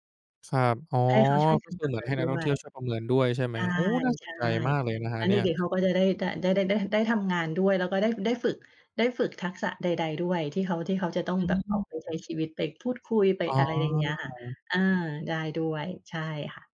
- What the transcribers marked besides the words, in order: drawn out: "อ๋อ"
- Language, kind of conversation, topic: Thai, podcast, คุณเคยเข้าร่วมกิจกรรมเก็บขยะหรือกิจกรรมอนุรักษ์สิ่งแวดล้อมไหม และช่วยเล่าให้ฟังได้ไหม?